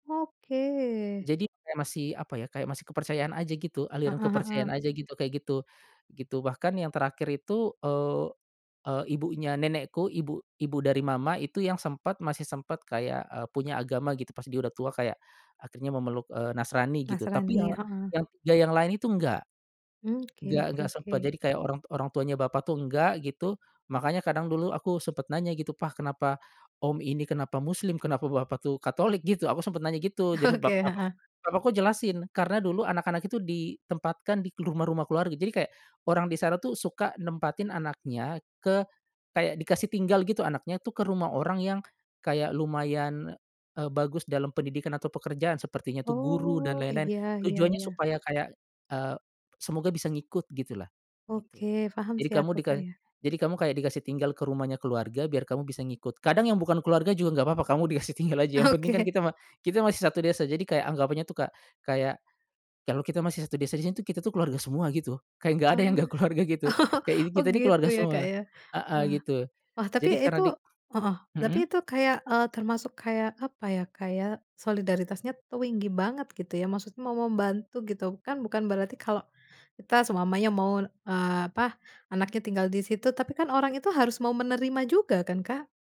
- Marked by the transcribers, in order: laughing while speaking: "Oke"; laughing while speaking: "Oke"; laughing while speaking: "Oh"; laughing while speaking: "nggak keluarga"; "tinggi" said as "tuinggi"
- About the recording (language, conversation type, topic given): Indonesian, podcast, Ritual khusus apa yang paling kamu ingat saat pulang kampung?